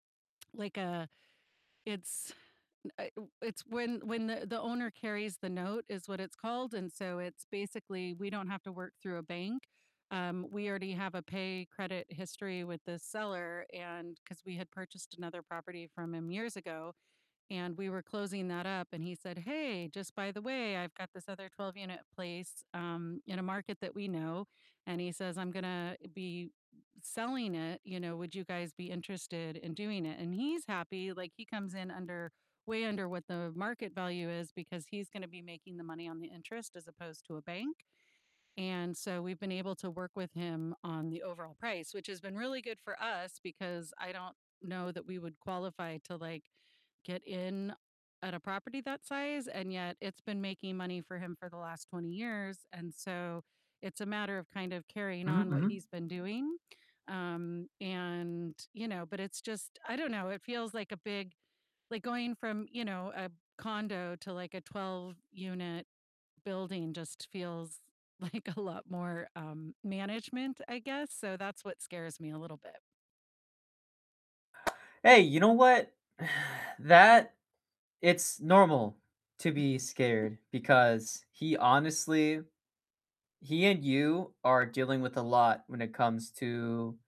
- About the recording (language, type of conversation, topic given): English, unstructured, What is the biggest risk you would take for your future?
- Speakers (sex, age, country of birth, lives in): female, 50-54, United States, United States; male, 20-24, United States, United States
- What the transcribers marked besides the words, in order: distorted speech; static; laughing while speaking: "like a lot"; tapping; sigh; chuckle